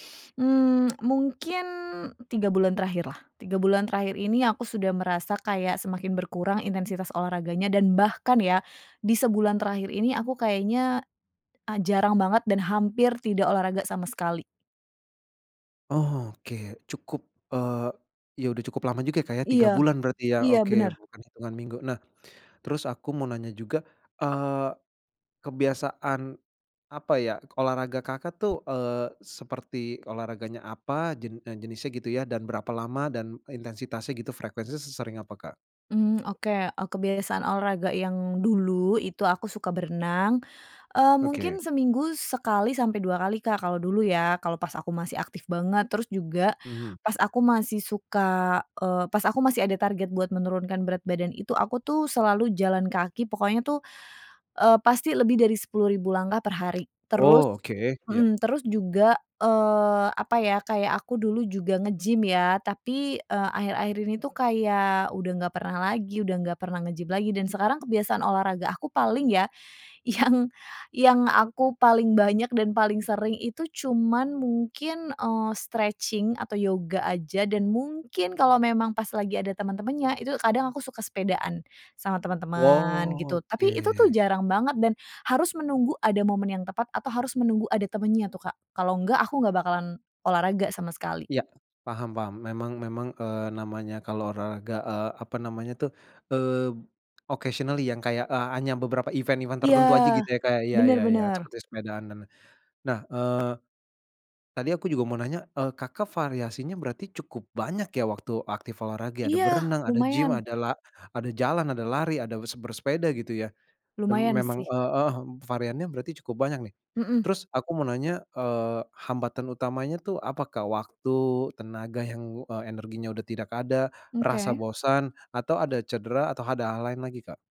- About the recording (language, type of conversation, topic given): Indonesian, advice, Bagaimana saya bisa kembali termotivasi untuk berolahraga meski saya tahu itu penting?
- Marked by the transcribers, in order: tapping; other background noise; laughing while speaking: "yang"; in English: "stretching"; in English: "occasionally"; in English: "event-event"